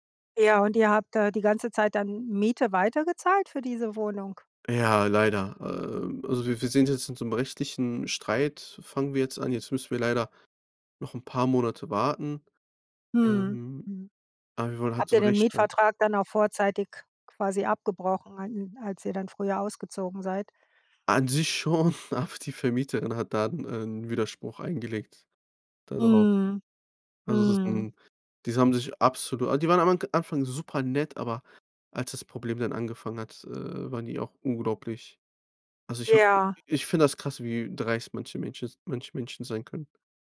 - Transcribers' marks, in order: laughing while speaking: "schon, aber die Vermieterin"
- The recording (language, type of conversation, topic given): German, podcast, Wann hat ein Umzug dein Leben unerwartet verändert?